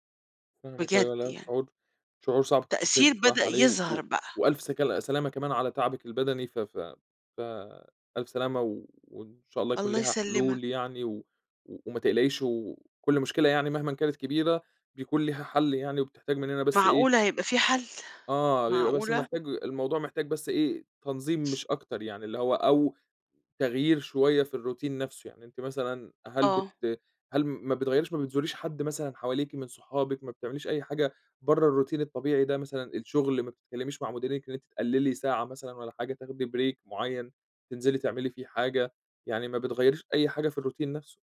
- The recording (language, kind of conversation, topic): Arabic, advice, إزاي بتوصف إحساسك إن الروتين سحب منك الشغف والاهتمام؟
- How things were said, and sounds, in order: other background noise; in English: "الroutine"; in English: "الroutine"; in English: "break"; in English: "الroutine"